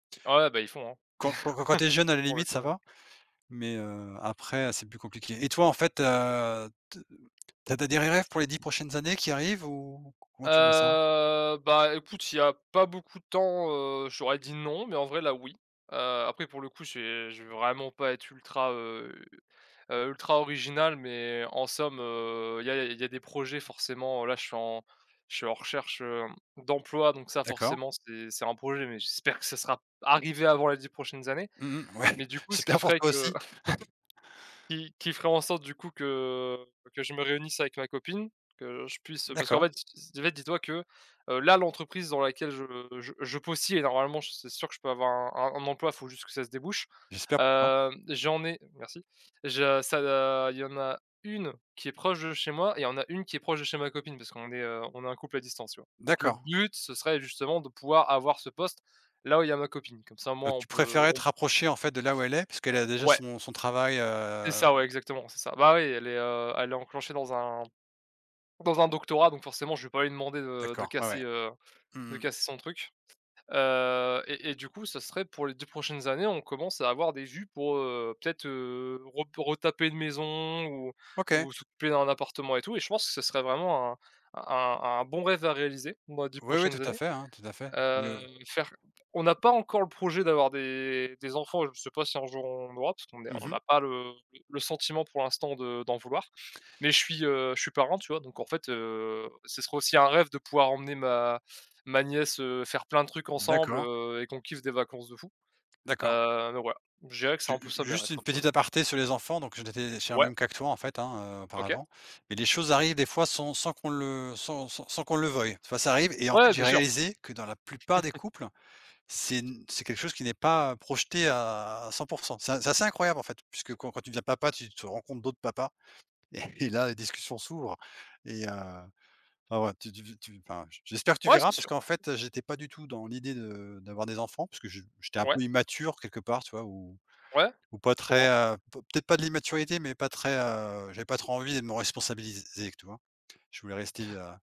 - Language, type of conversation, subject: French, unstructured, Quels rêves aimerais-tu réaliser dans les dix prochaines années ?
- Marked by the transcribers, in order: chuckle; drawn out: "Heu"; laughing while speaking: "ouais, j'espère pour toi aussi"; chuckle; stressed: "là"; other background noise; tapping; chuckle; laughing while speaking: "et là les"